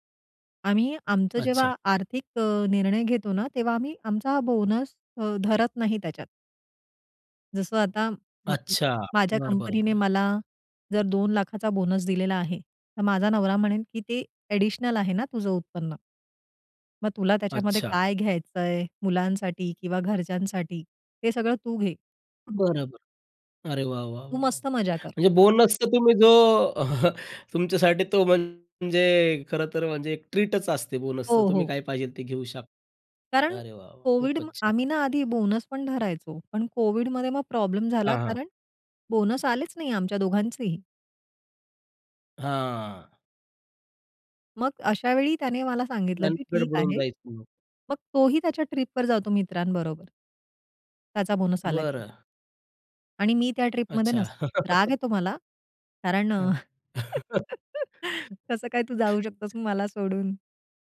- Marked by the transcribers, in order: other background noise; in English: "ॲडिशनल"; in English: "ट्रीटच"; chuckle; laugh; laughing while speaking: "कसं काय तू जाऊ शकतोस मला सोडून?"; laugh
- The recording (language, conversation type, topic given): Marathi, podcast, घरात आर्थिक निर्णय तुम्ही एकत्र कसे घेता?